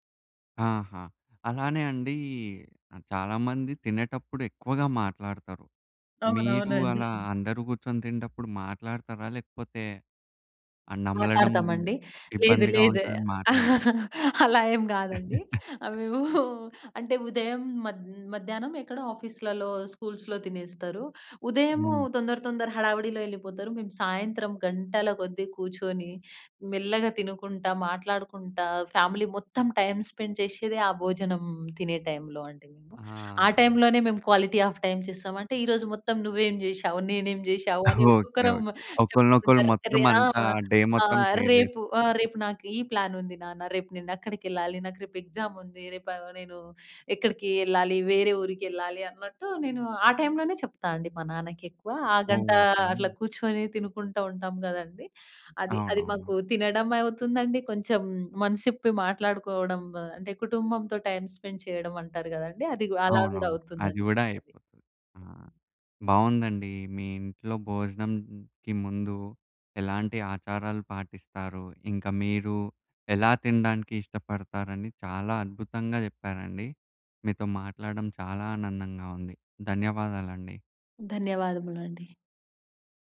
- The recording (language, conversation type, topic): Telugu, podcast, మీ ఇంట్లో భోజనం ముందు చేసే చిన్న ఆచారాలు ఏవైనా ఉన్నాయా?
- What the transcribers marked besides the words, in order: chuckle; laugh; giggle; in English: "స్కూల్స్‌లో"; in English: "ఫ్యామిలీ"; in English: "టైమ్ స్పెండ్"; in English: "క్వాలిటీ హాఫ్"; other noise; in English: "డే"; in English: "ప్లాన్"; in English: "షేర్"; in English: "ఎక్సామ్"; in English: "టైమ్ స్పెండ్"